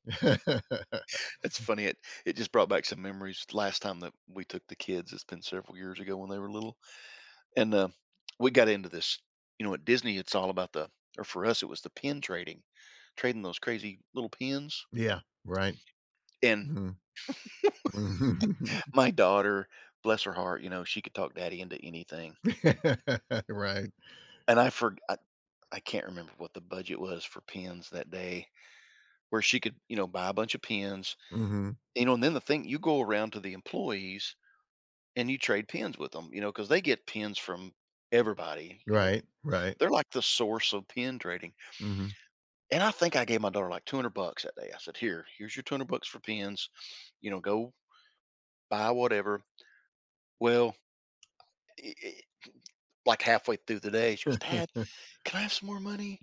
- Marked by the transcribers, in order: chuckle; laugh; laughing while speaking: "Mhm"; laugh; other background noise; tapping; chuckle
- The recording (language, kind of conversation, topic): English, unstructured, How should I choose famous sights versus exploring off the beaten path?